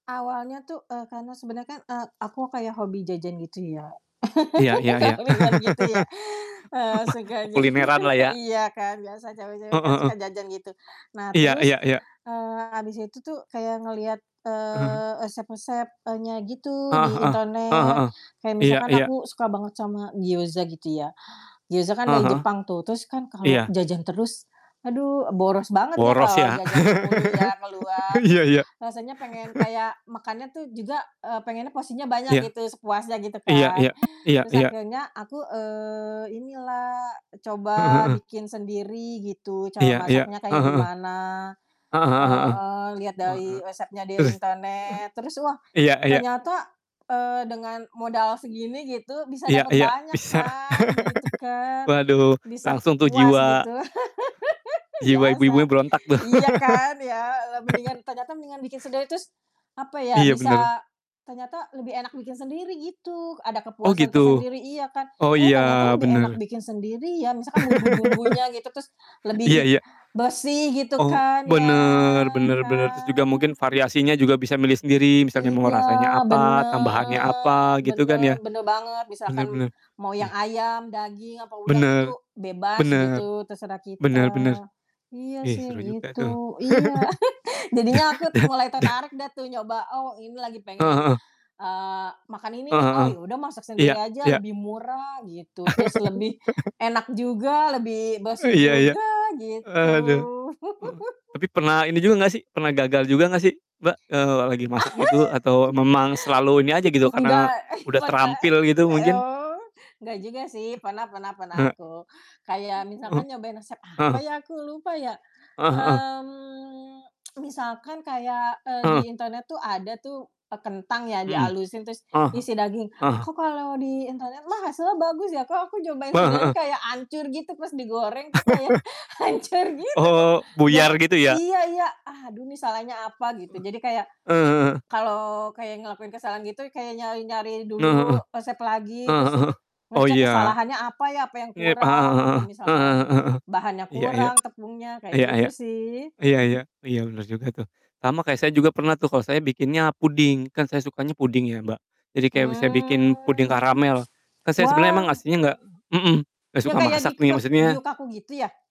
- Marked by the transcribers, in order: static; laugh; unintelligible speech; laugh; laughing while speaking: "jajan"; distorted speech; chuckle; laugh; mechanical hum; laugh; laugh; laugh; laugh; drawn out: "ya, kan"; drawn out: "bener"; chuckle; "aku" said as "akut"; laugh; laugh; laugh; laugh; laughing while speaking: "pernah"; chuckle; drawn out: "Mmm"; tsk; laughing while speaking: "hancur"; laugh; other background noise; drawn out: "Hmm"
- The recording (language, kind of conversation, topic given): Indonesian, unstructured, Apa hobi favoritmu yang selalu membuatmu senang?